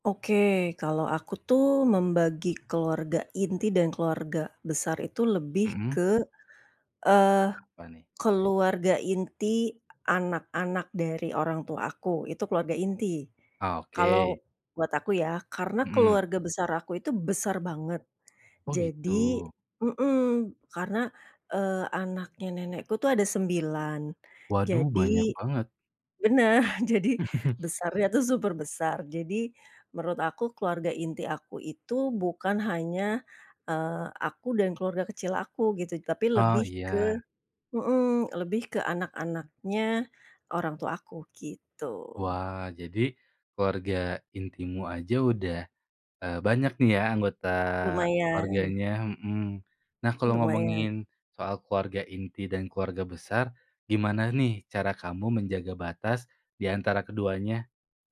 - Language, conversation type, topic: Indonesian, podcast, Bagaimana cara menjaga batas yang sehat antara keluarga inti dan keluarga besar?
- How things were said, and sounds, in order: laughing while speaking: "benar"; chuckle